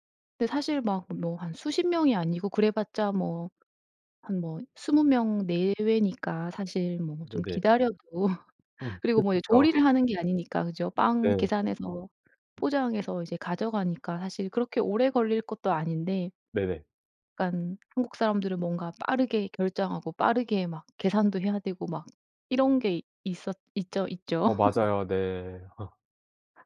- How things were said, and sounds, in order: other background noise; laughing while speaking: "기다려도"; laugh; laugh
- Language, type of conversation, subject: Korean, podcast, 여행 중 낯선 사람에게서 문화 차이를 배웠던 경험을 이야기해 주실래요?